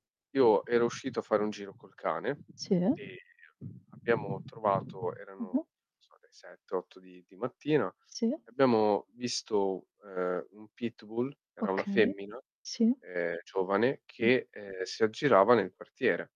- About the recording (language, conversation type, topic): Italian, unstructured, Qual è la tua opinione sulle pellicce realizzate con animali?
- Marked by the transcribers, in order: other background noise; static